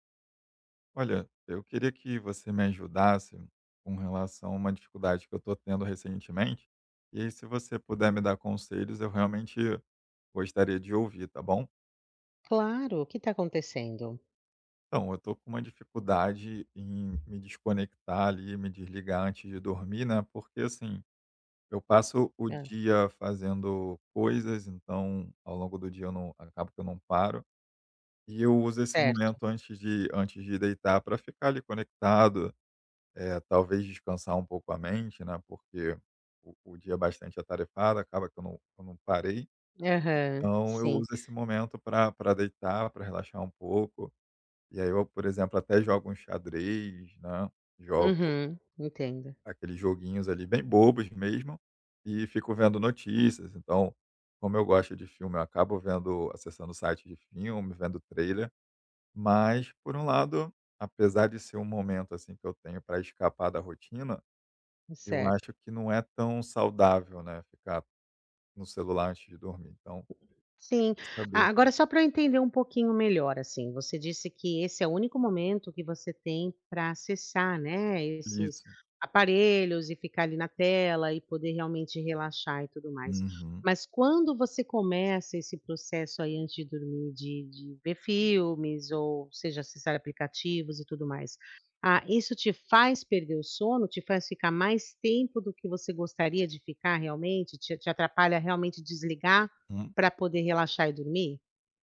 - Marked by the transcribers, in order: tapping; other background noise
- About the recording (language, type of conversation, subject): Portuguese, advice, Como posso desligar a mente antes de dormir e criar uma rotina para relaxar?